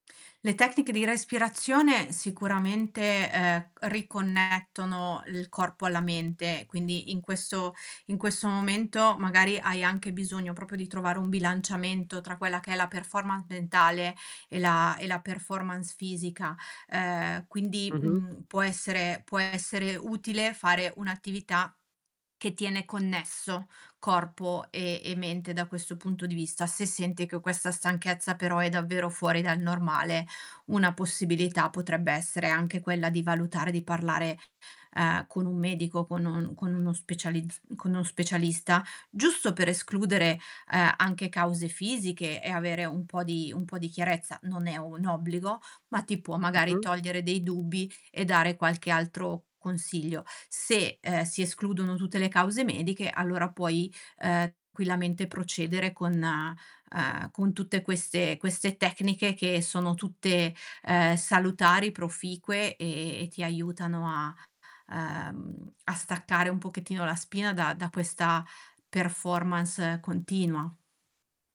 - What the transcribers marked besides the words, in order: distorted speech; "proprio" said as "propio"; in English: "performance"; in English: "performance"; "tranquillamente" said as "quillamente"; in English: "performance"
- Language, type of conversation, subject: Italian, advice, Come posso gestire la stanchezza persistente e la mancanza di energia dovute al lavoro e agli impegni?